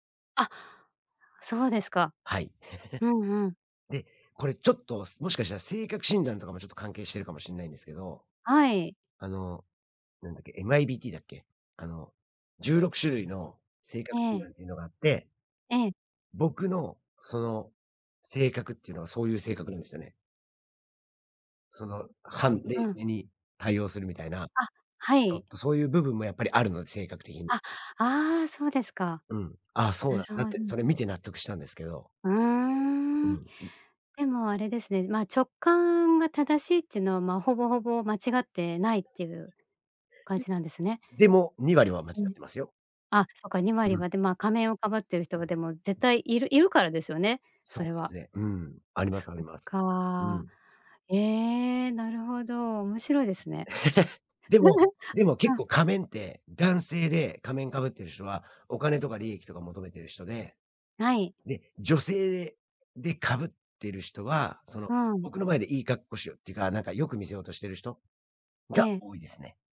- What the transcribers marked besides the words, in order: chuckle; other background noise; laugh
- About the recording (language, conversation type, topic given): Japanese, podcast, 直感と理屈、普段どっちを優先する？